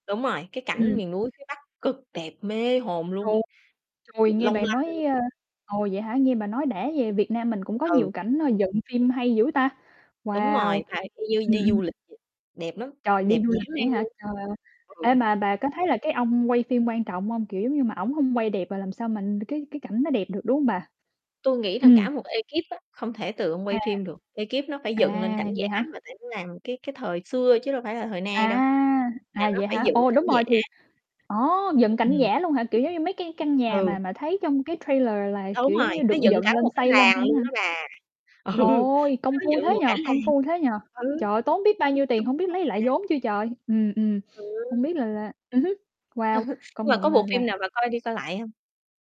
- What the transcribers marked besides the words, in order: other background noise; distorted speech; tapping; static; in English: "trailer"; laughing while speaking: "Ừ"; sniff; laughing while speaking: "Ừ"
- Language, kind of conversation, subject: Vietnamese, unstructured, Bạn nghĩ điều gì làm nên một bộ phim hay?